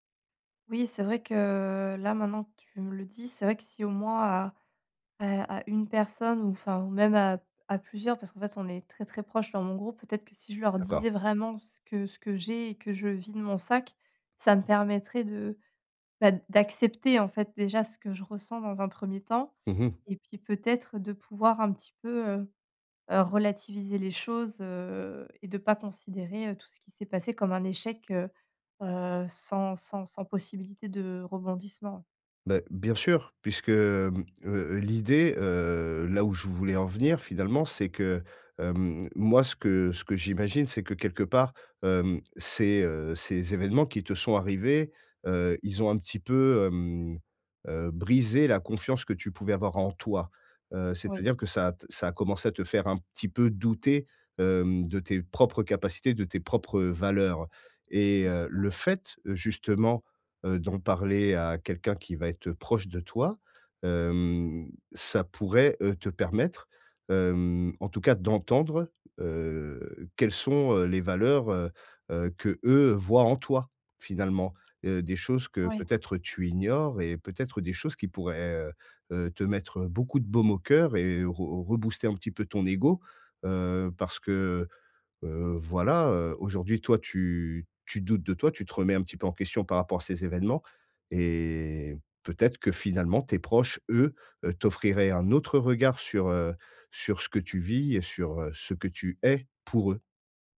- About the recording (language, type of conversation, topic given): French, advice, Comment puis-je retrouver l’espoir et la confiance en l’avenir ?
- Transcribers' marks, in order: tapping; stressed: "le fait"; stressed: "es"